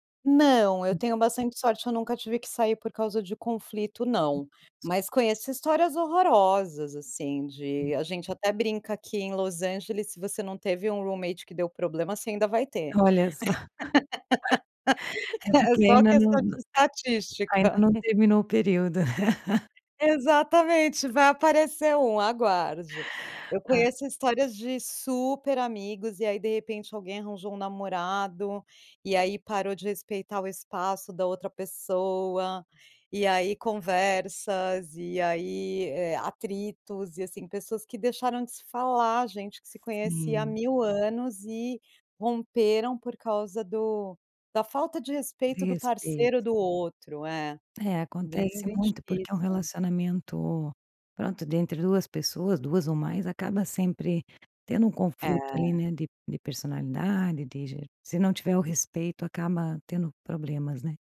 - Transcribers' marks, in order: unintelligible speech; in English: "roommate"; laugh; laugh; laugh; tapping
- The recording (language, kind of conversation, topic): Portuguese, podcast, Como saber quando é hora de seguir em frente de verdade?